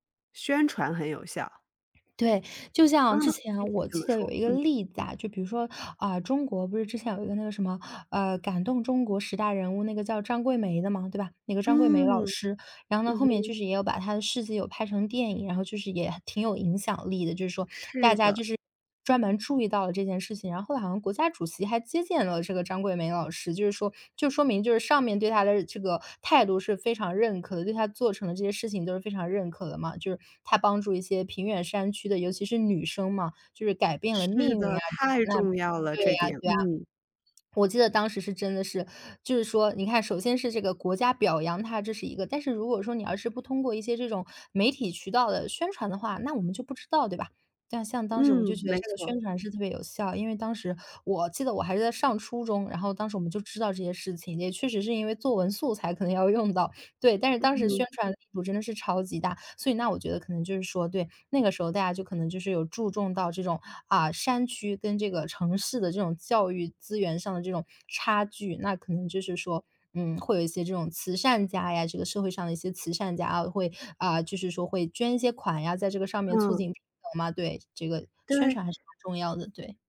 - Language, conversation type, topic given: Chinese, podcast, 学校应该如何应对教育资源不均的问题？
- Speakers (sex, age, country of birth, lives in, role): female, 20-24, China, Sweden, guest; female, 30-34, China, United States, host
- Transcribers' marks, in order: "偏远" said as "平远"; unintelligible speech; laughing while speaking: "可能要用到"; unintelligible speech